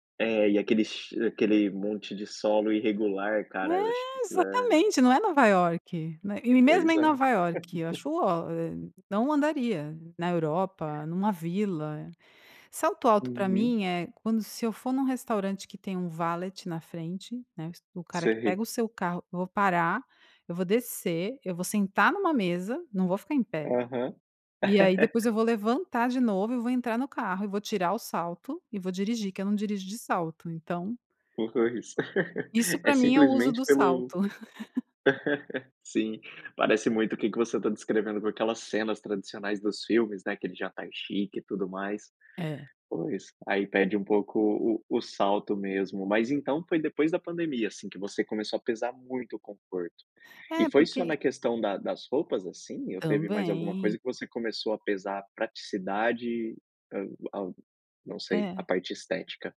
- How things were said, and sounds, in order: laugh; tapping; laugh; laugh; giggle; laugh
- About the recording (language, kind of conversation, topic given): Portuguese, podcast, Como você equilibra conforto e aparência?